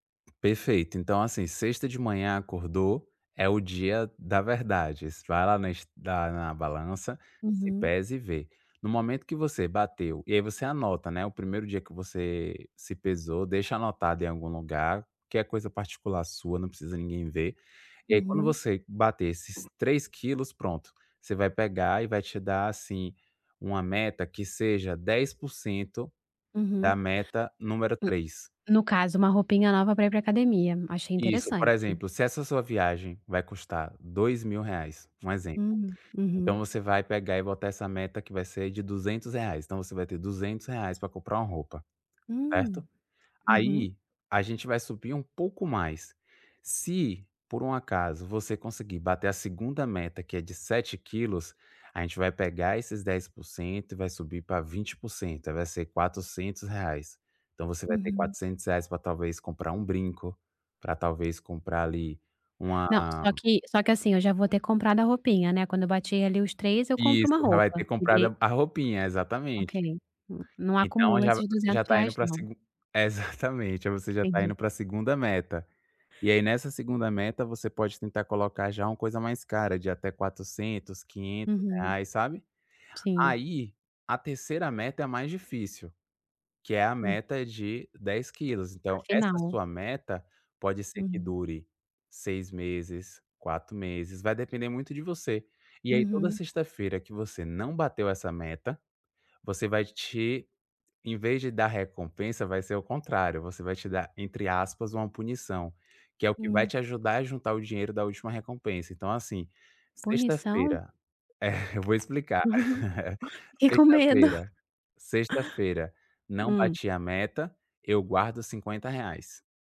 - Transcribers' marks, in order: other background noise; tapping; laughing while speaking: "exatamente"; chuckle; laughing while speaking: "é"; chuckle
- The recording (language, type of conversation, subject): Portuguese, advice, Como posso planejar pequenas recompensas para manter minha motivação ao criar hábitos positivos?